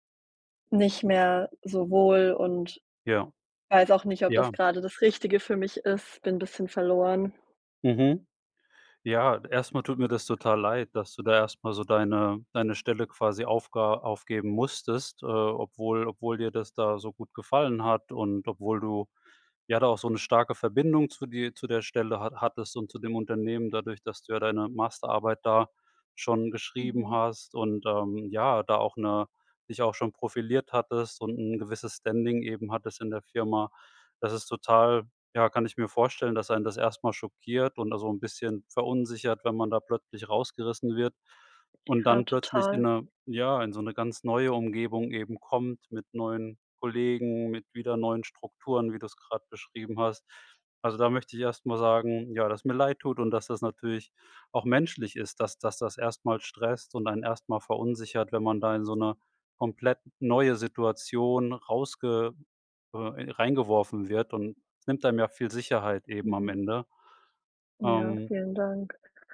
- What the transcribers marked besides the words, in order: none
- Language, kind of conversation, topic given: German, advice, Wie kann ich damit umgehen, dass ich mich nach einem Jobwechsel oder nach der Geburt eines Kindes selbst verloren fühle?